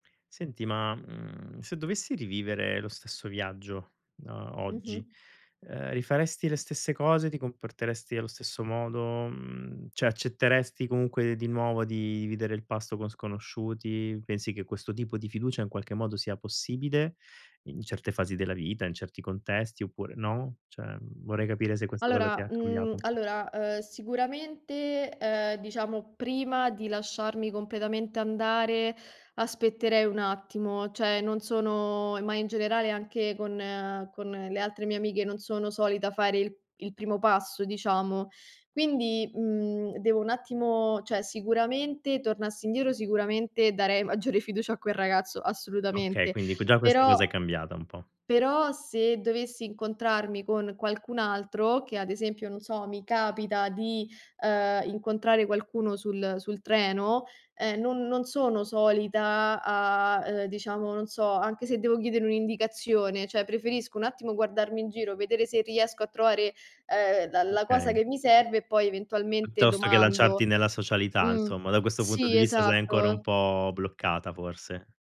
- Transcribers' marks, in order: "cioè" said as "ceh"; "Cioè" said as "ceh"; "cioè" said as "ceh"; "cioè" said as "ceh"; laughing while speaking: "maggiore"; "cioè" said as "ceh"
- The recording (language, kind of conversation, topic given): Italian, podcast, Hai mai condiviso un pasto improvvisato con uno sconosciuto durante un viaggio?